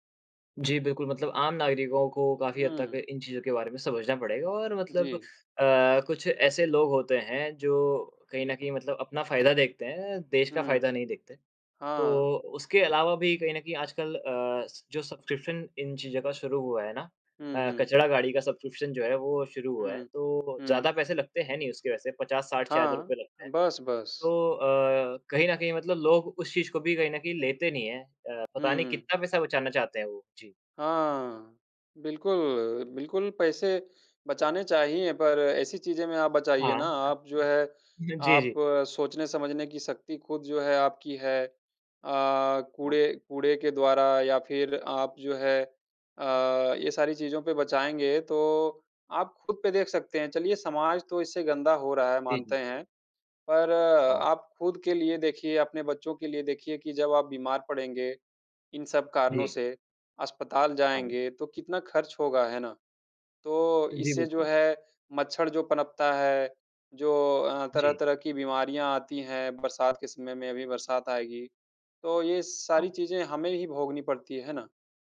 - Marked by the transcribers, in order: in English: "सब्सक्रिप्शन"; in English: "सब्सक्रिप्शन"; other noise
- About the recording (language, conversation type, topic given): Hindi, unstructured, आजकल के पर्यावरण परिवर्तन के बारे में आपका क्या विचार है?